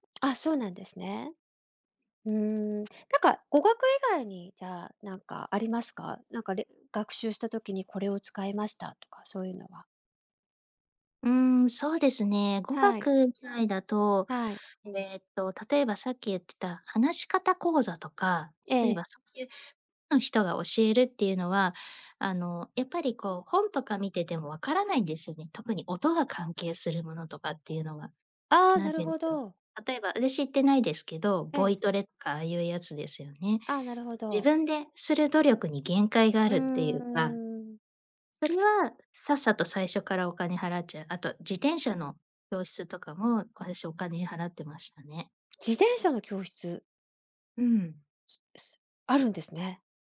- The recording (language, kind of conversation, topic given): Japanese, podcast, おすすめの学習リソースは、どのような基準で選んでいますか？
- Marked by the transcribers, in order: other background noise